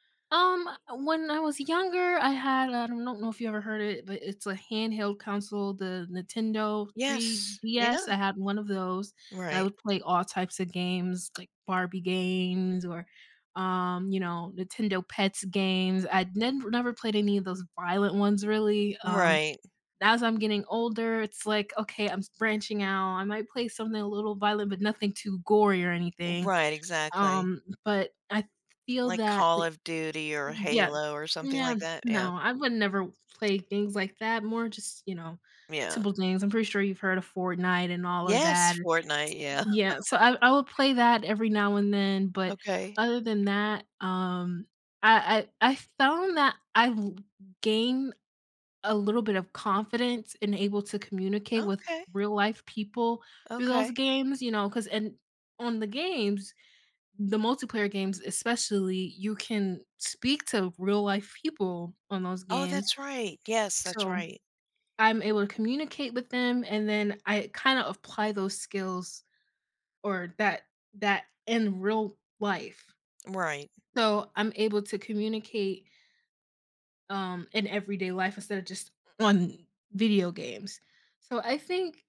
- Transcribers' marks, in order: other background noise; laugh
- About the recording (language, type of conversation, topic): English, unstructured, How do you find a healthy balance between using technology and living in the moment?